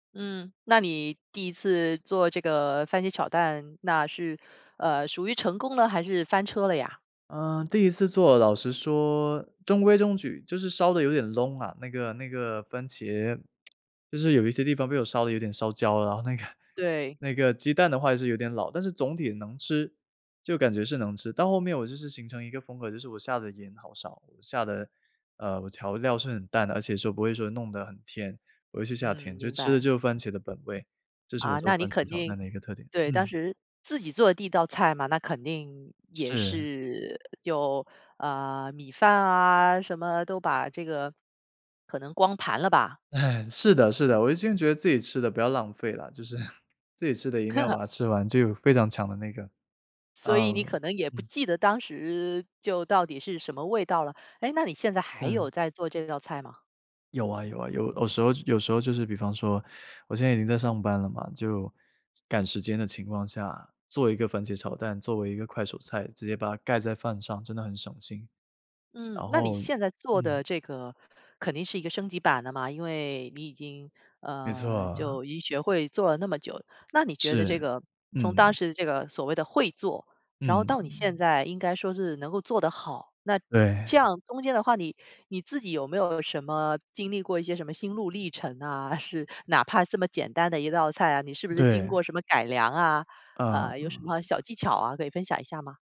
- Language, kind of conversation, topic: Chinese, podcast, 你是怎么开始学做饭的？
- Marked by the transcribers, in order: tsk; other background noise; laugh; laughing while speaking: "就是"; laugh; laughing while speaking: "是"